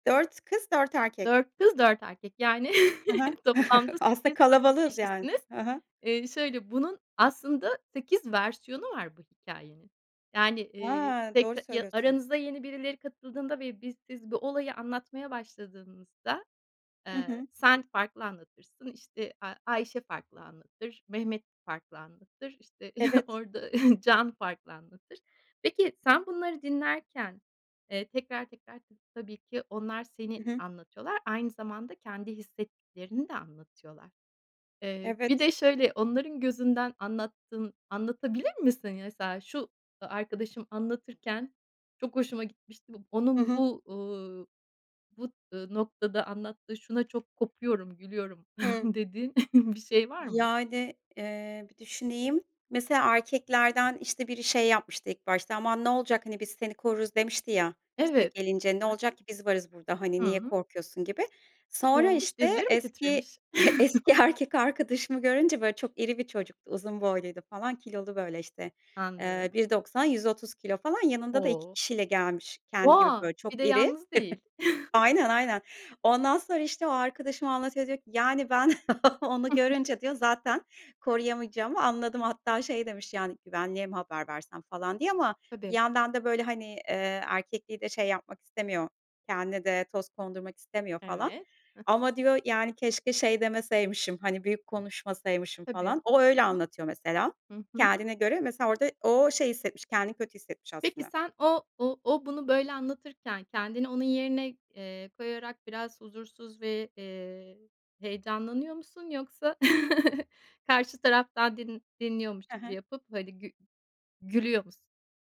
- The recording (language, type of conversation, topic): Turkish, podcast, Seni en çok utandıran ama şimdi dönüp bakınca en komik gelen anını anlatır mısın?
- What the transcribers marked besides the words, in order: chuckle; chuckle; chuckle; chuckle; in English: "Whoa!"; chuckle; other background noise; chuckle; chuckle